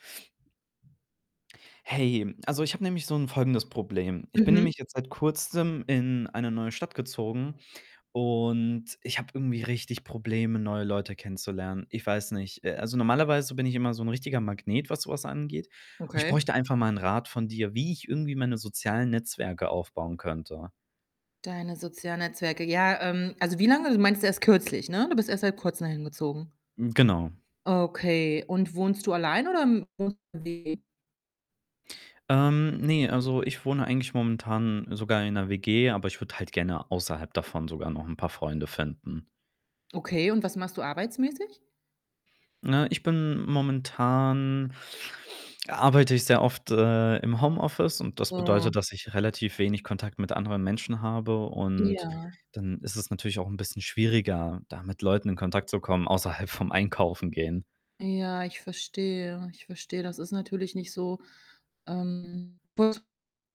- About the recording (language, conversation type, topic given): German, advice, Wie kann ich nach einem Umzug in eine neue Stadt ohne soziales Netzwerk Anschluss finden?
- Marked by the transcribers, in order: other background noise; unintelligible speech; laughing while speaking: "außerhalb vom"; distorted speech; unintelligible speech